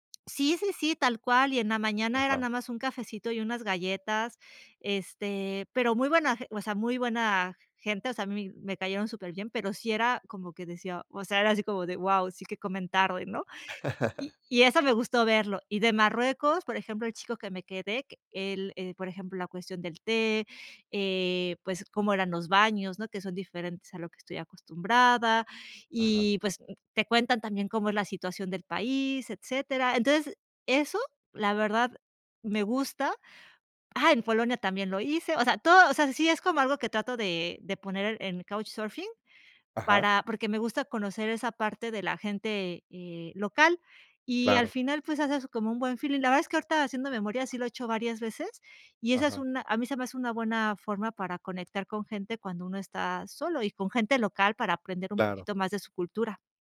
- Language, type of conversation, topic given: Spanish, podcast, ¿Qué haces para conocer gente nueva cuando viajas solo?
- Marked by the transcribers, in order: laugh